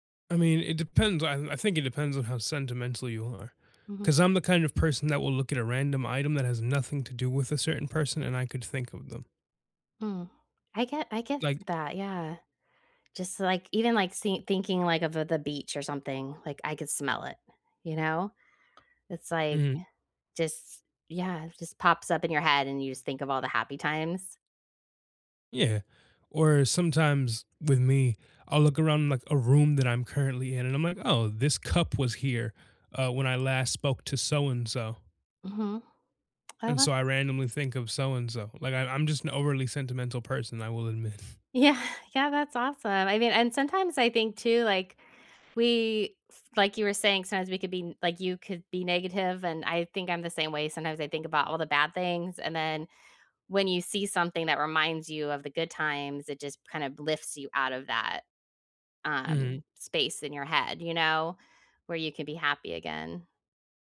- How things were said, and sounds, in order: tapping; laughing while speaking: "admit"; laughing while speaking: "Yeah"
- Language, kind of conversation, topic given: English, unstructured, How can focusing on happy memories help during tough times?